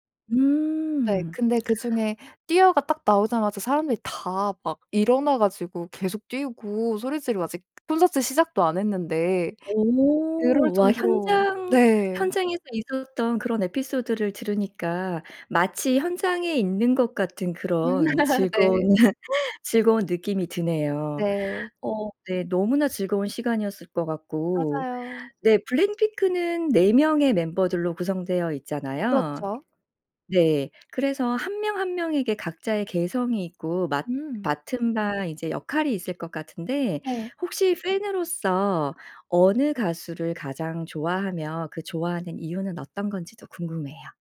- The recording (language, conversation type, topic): Korean, podcast, 좋아하는 가수나 밴드에 대해 이야기해 주실 수 있나요?
- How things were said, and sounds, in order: tapping; laugh; put-on voice: "팬으로서"